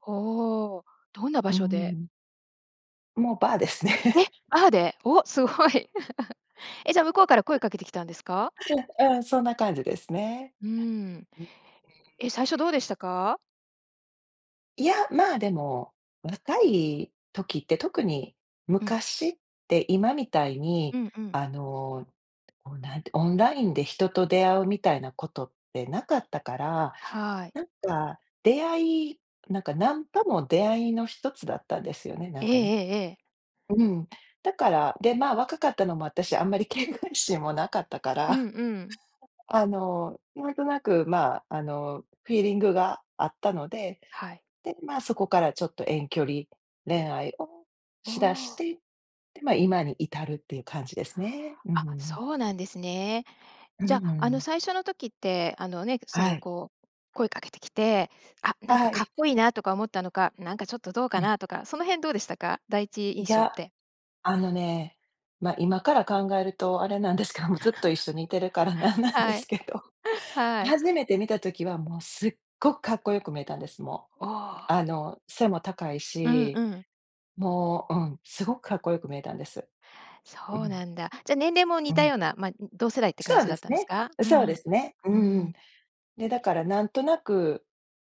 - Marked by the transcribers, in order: laugh; unintelligible speech; unintelligible speech; tapping; laughing while speaking: "警戒心もなかったから"; laugh; laughing while speaking: "あれなんですけども"; laugh; laughing while speaking: "なんなんですけど"
- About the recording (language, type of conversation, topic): Japanese, podcast, 誰かとの出会いで人生が変わったことはありますか？